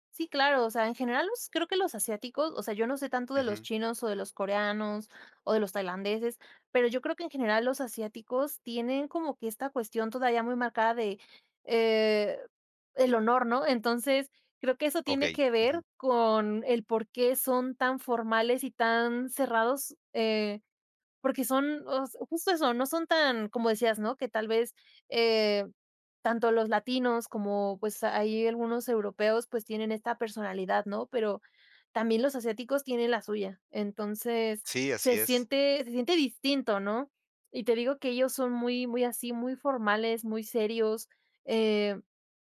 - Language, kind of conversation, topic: Spanish, podcast, ¿Qué papel juega el idioma en tu identidad?
- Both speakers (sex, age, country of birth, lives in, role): female, 20-24, Mexico, Mexico, guest; male, 50-54, Mexico, Mexico, host
- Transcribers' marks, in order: none